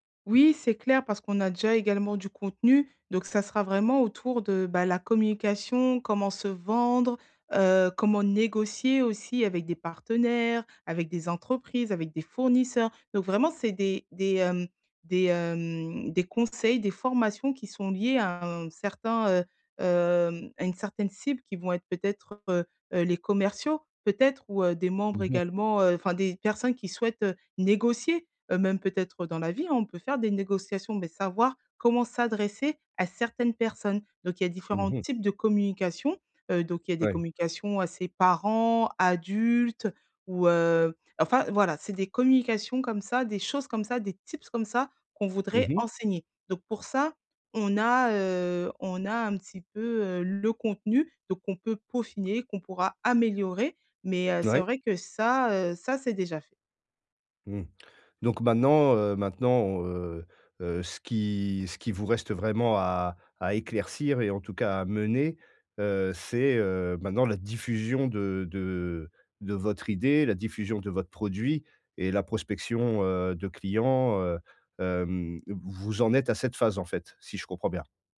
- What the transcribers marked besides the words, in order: drawn out: "hem"; drawn out: "hem"; drawn out: "qui"; drawn out: "à"
- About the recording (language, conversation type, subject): French, advice, Comment valider rapidement si mon idée peut fonctionner ?